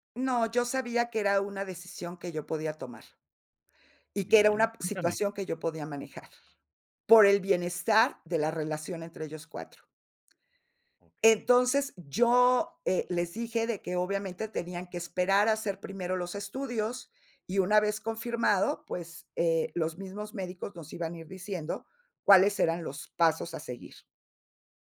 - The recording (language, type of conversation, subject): Spanish, podcast, ¿Cómo manejas las decisiones cuando tu familia te presiona?
- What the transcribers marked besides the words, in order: none